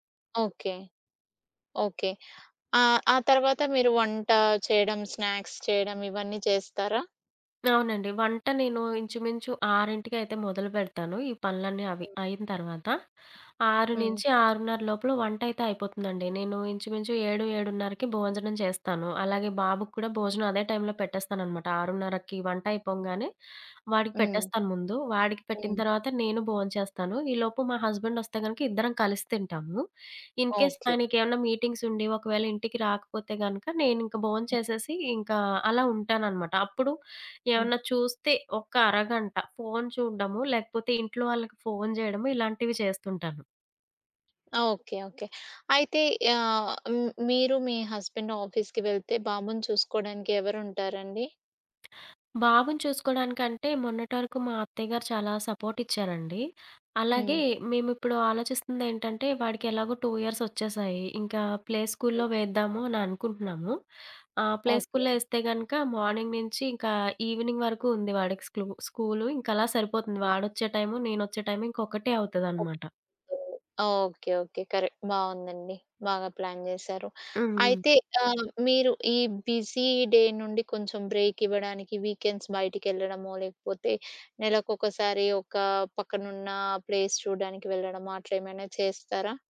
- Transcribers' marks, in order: in English: "స్నాక్స్"; other background noise; in English: "ఇన్‌కెస్"; tapping; in English: "హస్బెండ్ ఆఫీస్‌కి"; in English: "ప్లే"; in English: "ప్లే"; in English: "మార్నింగ్"; in English: "ఈవెనింగ్"; in English: "కరెక్ట్"; in English: "ప్లాన్"; in English: "బిజీ డే"; in English: "వీకెండ్స్"; in English: "ప్లేస్"
- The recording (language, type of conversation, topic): Telugu, podcast, పని తర్వాత మానసికంగా రిలాక్స్ కావడానికి మీరు ఏ పనులు చేస్తారు?